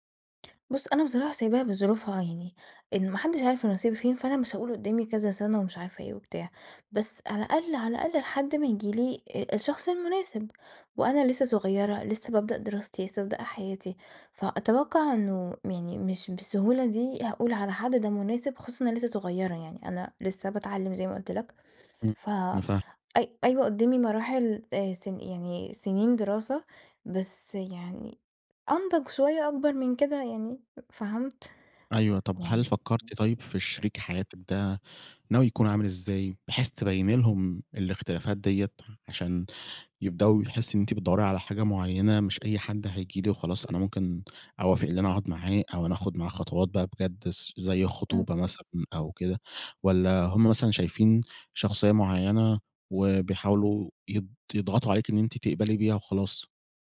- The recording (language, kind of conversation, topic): Arabic, advice, إزاي أتعامل مع ضغط العيلة إني أتجوز في سن معيّن؟
- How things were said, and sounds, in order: tapping; other background noise; other noise